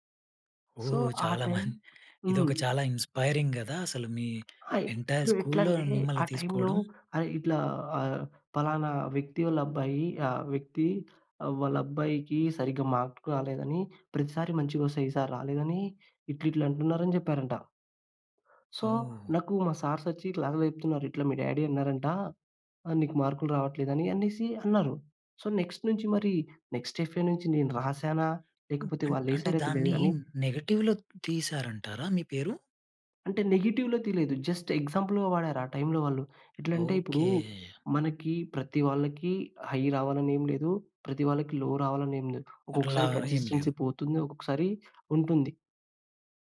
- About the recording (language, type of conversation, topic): Telugu, podcast, మీ పని ద్వారా మీరు మీ గురించి ఇతరులు ఏమి తెలుసుకోవాలని కోరుకుంటారు?
- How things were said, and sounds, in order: in English: "సో"; chuckle; in English: "ఇన్‌స్పైరింగ్"; tapping; in English: "ఎంటైర్"; other background noise; in English: "సో"; in English: "డ్యాడీ"; in English: "సో, నెక్స్ట్"; in English: "నెక్స్ట్ ఎఫ్ఏ"; other noise; in English: "నెగెటివ్‌లో"; in English: "నెగెటివ్‌లో"; in English: "జస్ట్ ఎగ్జాంపుల్‌గా"; in English: "హై"; in English: "లో"; in English: "కన్‌సిస్టెన్సీ"